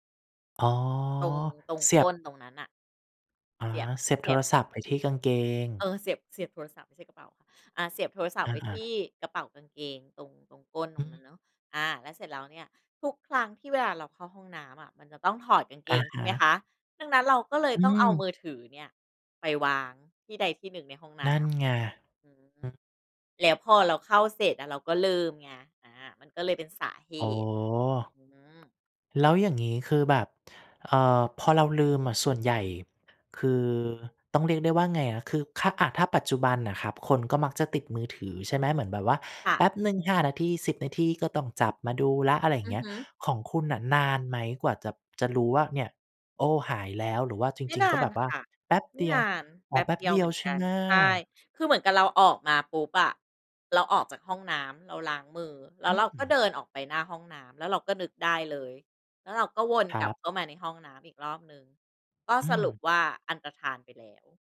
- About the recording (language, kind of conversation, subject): Thai, podcast, คุณเคยทำกระเป๋าหายหรือเผลอลืมของสำคัญระหว่างเดินทางไหม?
- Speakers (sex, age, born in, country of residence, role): female, 40-44, Thailand, Thailand, guest; male, 35-39, Thailand, Thailand, host
- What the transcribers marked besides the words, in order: other background noise